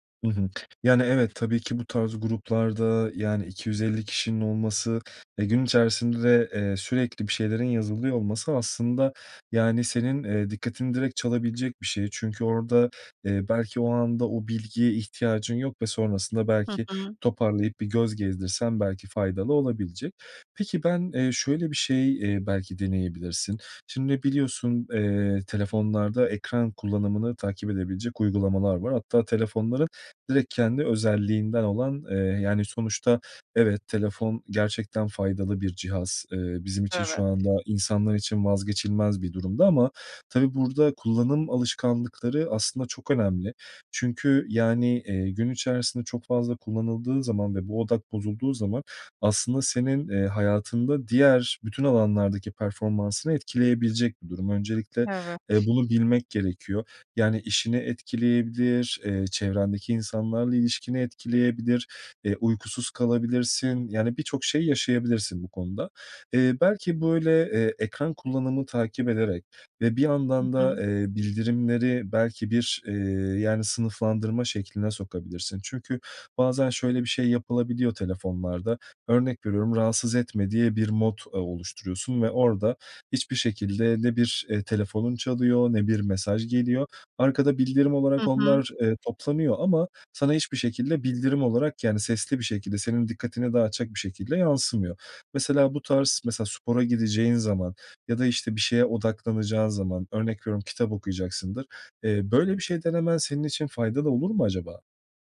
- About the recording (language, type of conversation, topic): Turkish, advice, Telefon ve bildirimleri kontrol edemediğim için odağım sürekli dağılıyor; bunu nasıl yönetebilirim?
- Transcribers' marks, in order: tapping; other background noise